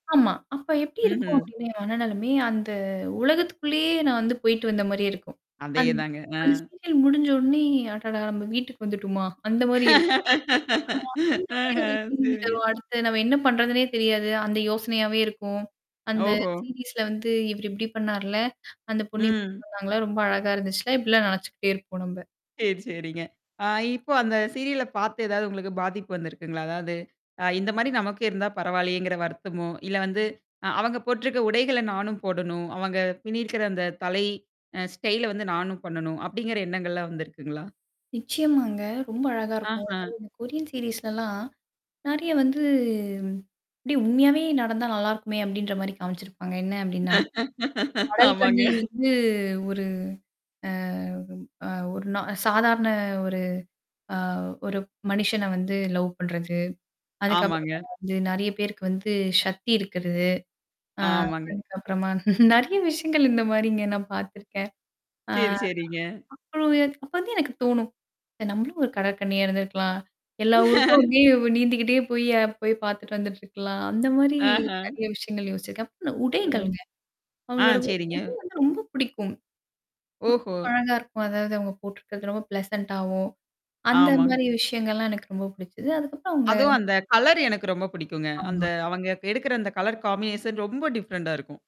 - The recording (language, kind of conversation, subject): Tamil, podcast, நீண்ட தொடரை தொடர்ந்து பார்த்தால் உங்கள் மனநிலை எப்படி மாறுகிறது?
- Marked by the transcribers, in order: mechanical hum; static; distorted speech; laughing while speaking: "ஆஹ, சரிங்க"; in English: "ஃபீலிங்"; tapping; in English: "சீரிஸ்ல"; other background noise; in English: "ஸ்டைல"; in English: "கொரியன் சீரிஸ்லல்லாம்"; drawn out: "வந்து"; laughing while speaking: "ஆமாங்க"; laughing while speaking: "நெறைய விஷயங்கள்"; unintelligible speech; laugh; in English: "பிளசன்ட்டாவும்"; in English: "கலர் காம்பினேஷன்"; in English: "டிஃப்ரெண்டா"